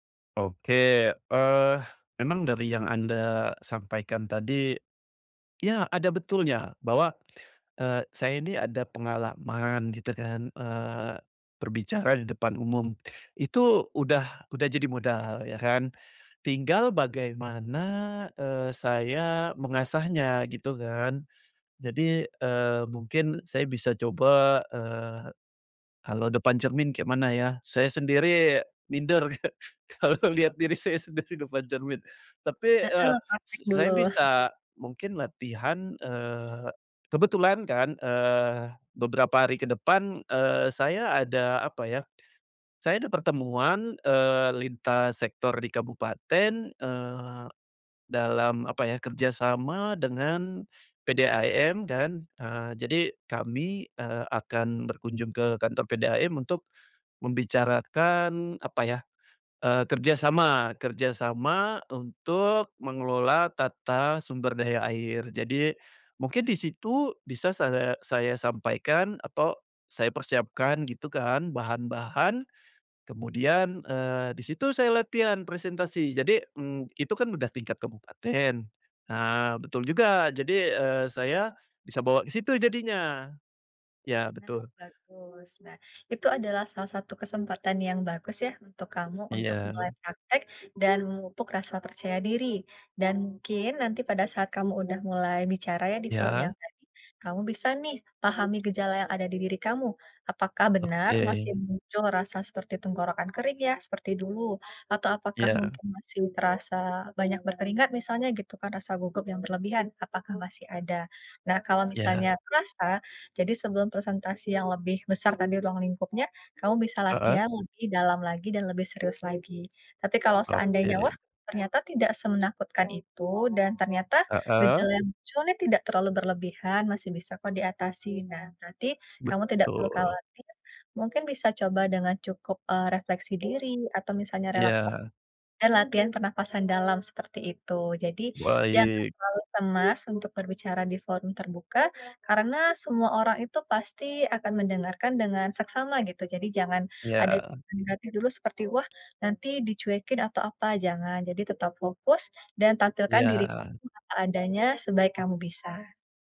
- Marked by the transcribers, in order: other background noise; laughing while speaking: "ka kalau lihat diri saya sendiri depan cermin"; chuckle; unintelligible speech; tapping
- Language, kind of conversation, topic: Indonesian, advice, Bagaimana cara menenangkan diri saat cemas menjelang presentasi atau pertemuan penting?